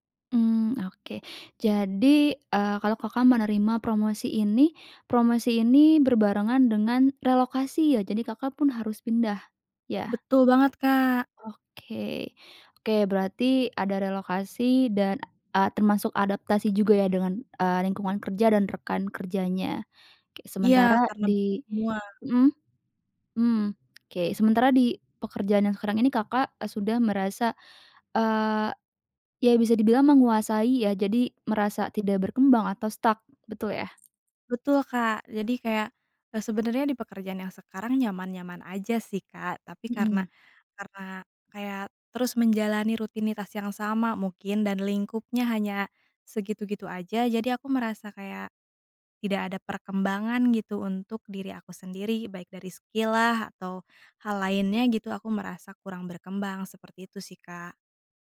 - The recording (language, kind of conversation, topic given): Indonesian, advice, Haruskah saya menerima promosi dengan tanggung jawab besar atau tetap di posisi yang nyaman?
- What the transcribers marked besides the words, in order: tapping; unintelligible speech; in English: "stuck"; other background noise; in English: "skill"